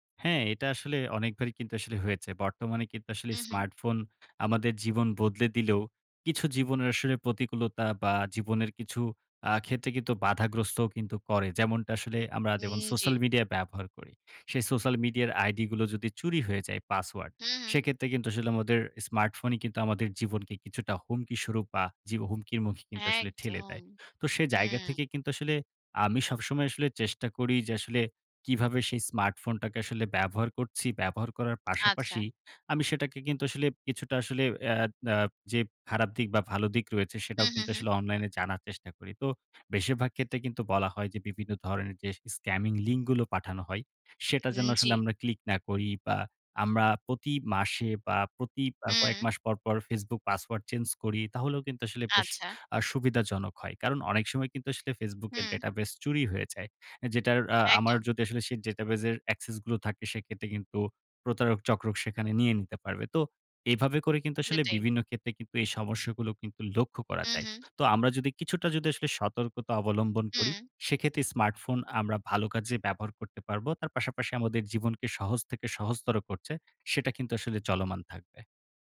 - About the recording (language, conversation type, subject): Bengali, podcast, তোমার ফোন জীবনকে কীভাবে বদলে দিয়েছে বলো তো?
- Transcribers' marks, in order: in English: "স্কামিং লিং"; "লিঙ্ক" said as "লিং"; in English: "ডেটাবেস"; in English: "ডেটাবেস"; in English: "access"